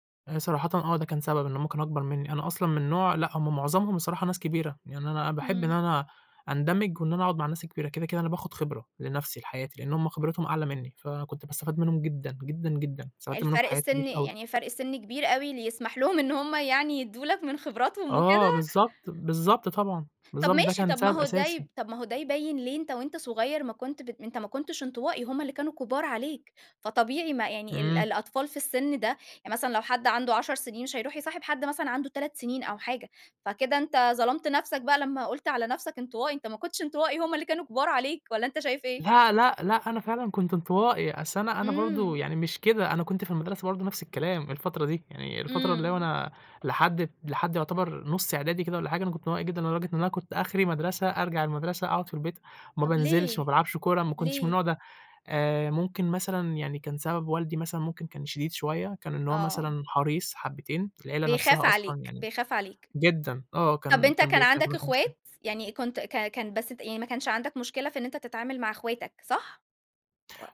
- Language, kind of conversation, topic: Arabic, podcast, إزاي بتكوّن صداقات جديدة في منطقتك؟
- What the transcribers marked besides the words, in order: tapping